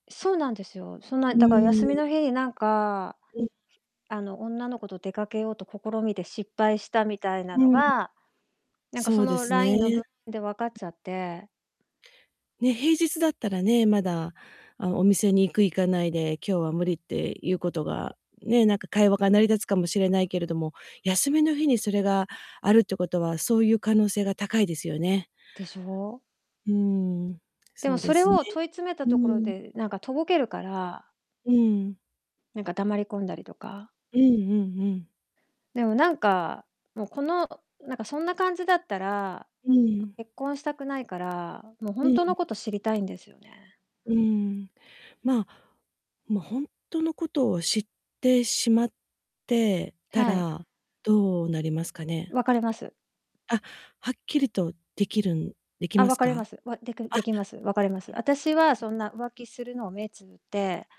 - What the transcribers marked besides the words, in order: distorted speech; other background noise
- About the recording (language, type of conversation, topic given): Japanese, advice, パートナーの浮気を疑って不安なのですが、どうすればよいですか？
- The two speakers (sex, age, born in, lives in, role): female, 50-54, Japan, Japan, user; female, 50-54, Japan, United States, advisor